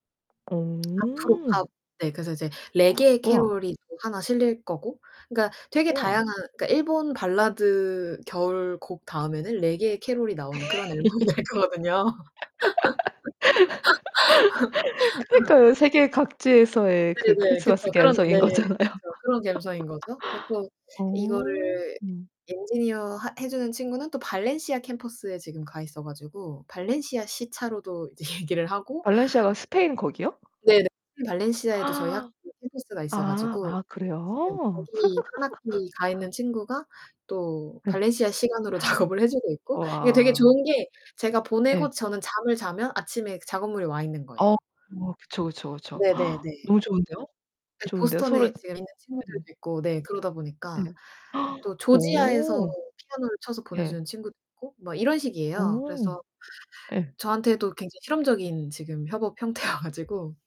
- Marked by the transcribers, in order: other background noise; distorted speech; gasp; laugh; laughing while speaking: "그니까요"; laughing while speaking: "앨범이 될 거거든요"; laugh; "감성" said as "갬성"; laughing while speaking: "거잖아요"; "감성" said as "갬성"; laugh; laughing while speaking: "이제 얘기를"; gasp; laugh; laughing while speaking: "작업을"; gasp; gasp; laughing while speaking: "형태여"
- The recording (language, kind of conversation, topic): Korean, podcast, 창작이 막힐 때 어떤 실험을 해 보셨고, 그중 가장 효과가 좋았던 방법은 무엇인가요?